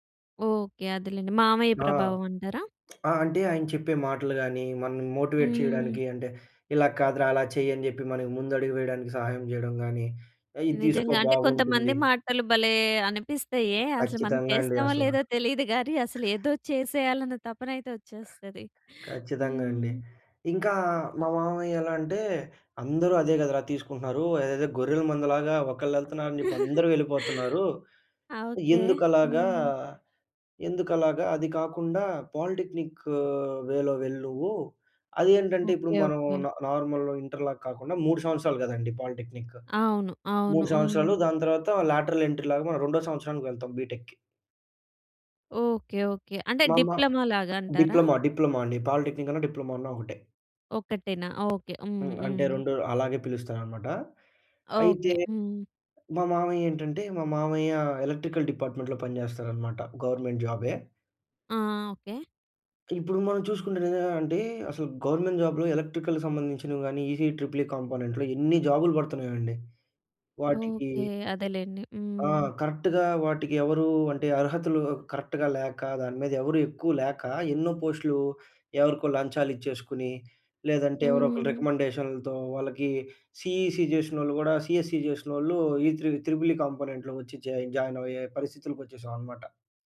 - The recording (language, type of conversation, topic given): Telugu, podcast, మీరు తీసుకున్న ఒక నిర్ణయం మీ జీవితాన్ని ఎలా మలచిందో చెప్పగలరా?
- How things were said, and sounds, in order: other noise; in English: "మోటివేట్"; giggle; in English: "పాలిటెక్నిక్ వేలో"; "వెళ్ళు నువ్వు" said as "వెళ్ళువు"; in English: "న నార్మల్"; in English: "పాలిటెక్నిక్"; in English: "లాటరల్ ఎంట్రీ"; in English: "బీటెక్‌కి"; in English: "డిప్లొమాలాగా"; in English: "డిప్లొమా, డిప్లొమా"; in English: "పాలిటెక్నిక్"; in English: "డిప్లొమా"; in English: "ఎలక్ట్రికల్ డిపార్ట్మెంట్‌లో"; in English: "గవర్నమెంట్"; in English: "గవర్నమెంట్ జాబ్‌లో ఎలక్ట్రికల్‌కి"; in English: "ఈసీ ట్రిపుల్ ఈ కాంపోనెంట్‌లో"; in English: "కరెక్ట్‌గా"; in English: "కరెక్ట్‌గా"; in English: "రికమెండేషన్‌లతో"; other background noise; in English: "సీఈసీ"; in English: "సీఎస్‌సీ"; in English: "త్రీ త్రీపుల్ ఈ కాంపోనెంట్‌లో"; in English: "జా జాయిన్"